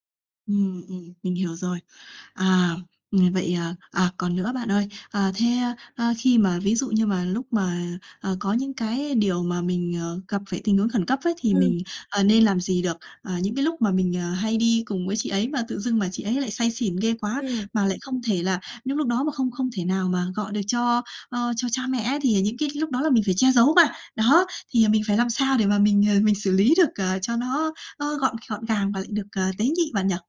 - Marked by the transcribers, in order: tapping
- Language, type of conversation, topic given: Vietnamese, advice, Bạn đang cảm thấy căng thẳng như thế nào khi có người thân nghiện rượu hoặc chất kích thích?